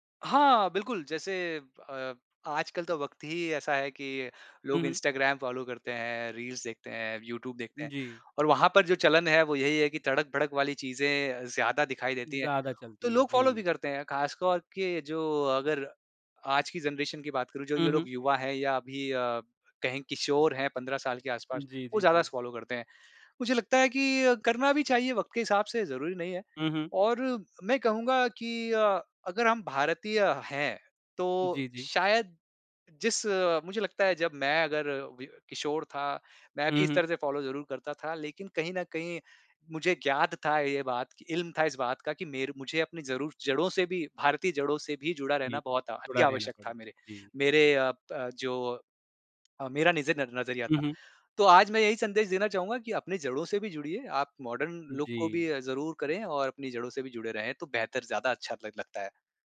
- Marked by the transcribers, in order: in English: "फ़ॉलो"; in English: "रील्स"; tapping; in English: "फ़ॉलो"; in English: "ज़नरेशन"; in English: "फ़ॉलो"; in English: "फ़ॉलो"; in English: "मॉडर्न लुक"
- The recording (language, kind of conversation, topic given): Hindi, podcast, आप कपड़ों के माध्यम से अपनी पहचान कैसे व्यक्त करते हैं?